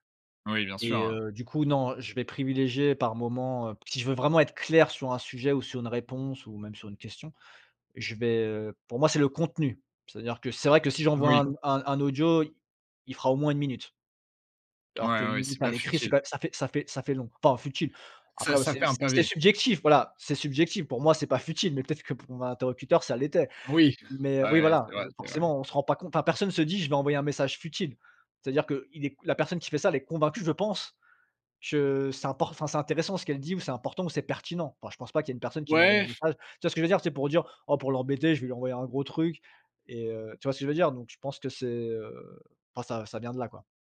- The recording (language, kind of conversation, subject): French, podcast, Comment gères-tu les malentendus nés d’un message écrit ?
- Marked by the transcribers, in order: blowing